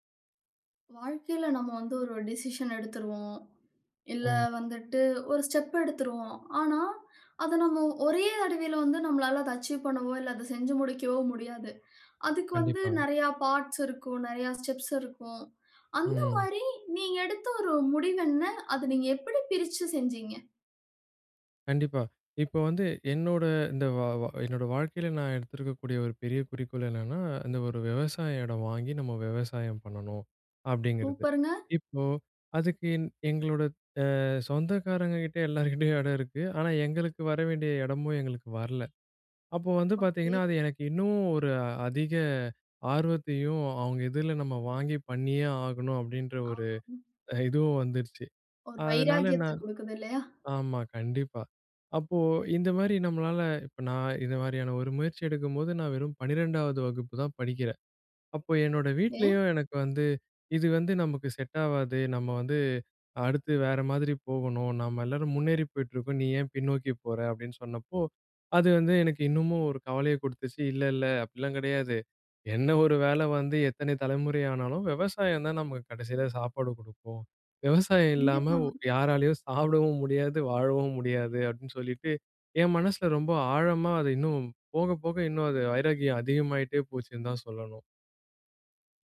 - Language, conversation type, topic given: Tamil, podcast, முடிவுகளைச் சிறு பகுதிகளாகப் பிரிப்பது எப்படி உதவும்?
- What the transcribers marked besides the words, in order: tapping; in English: "டெசிஷன்"; other background noise; in English: "ஸ்டெப்"; in English: "அச்சீவ்"; inhale; in English: "பார்ட்ஸ்"; in English: "ஸ்டெப்ஸ்"; inhale; chuckle; horn; laughing while speaking: "இல்லாம யாராலயும் சாப்பிடவும் முடியாது, வாழவும் முடியாது, அப்படின்னு சொல்லிட்டு"